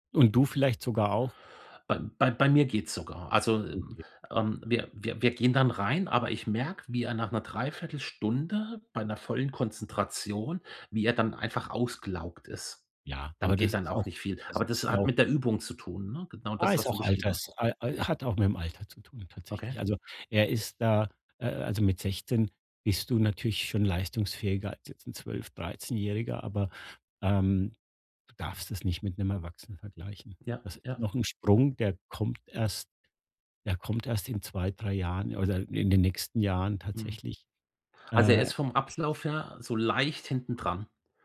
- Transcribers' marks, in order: unintelligible speech
- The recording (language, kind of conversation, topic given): German, advice, Wie kann ich nachhaltige Gewohnheiten und Routinen aufbauen, die mir langfristig Disziplin geben?